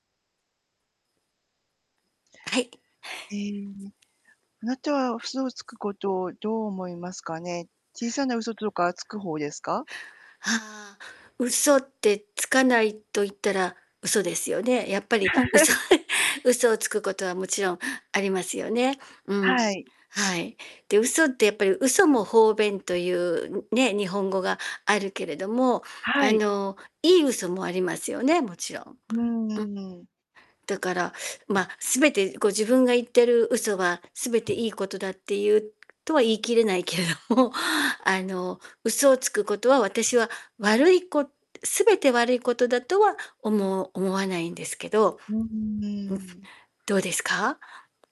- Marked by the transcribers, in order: mechanical hum; static; distorted speech; laughing while speaking: "嘘"; laugh; other background noise; laughing while speaking: "けれども"
- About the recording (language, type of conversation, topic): Japanese, unstructured, あなたは嘘をつくことについてどう思いますか？